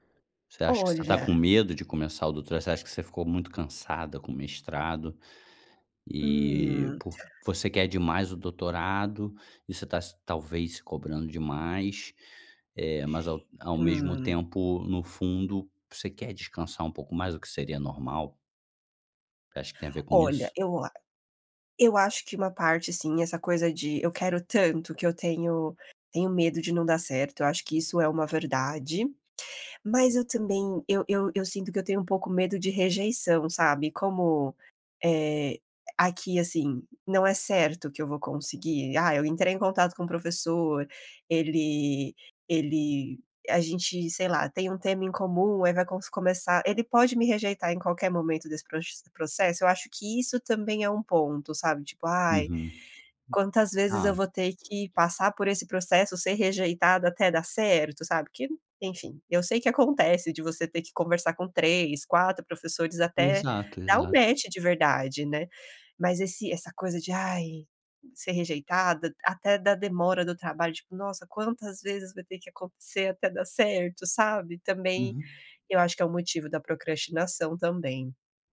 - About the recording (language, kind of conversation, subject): Portuguese, advice, Como você lida com a procrastinação frequente em tarefas importantes?
- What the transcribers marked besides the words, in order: other background noise; tapping; in English: "match"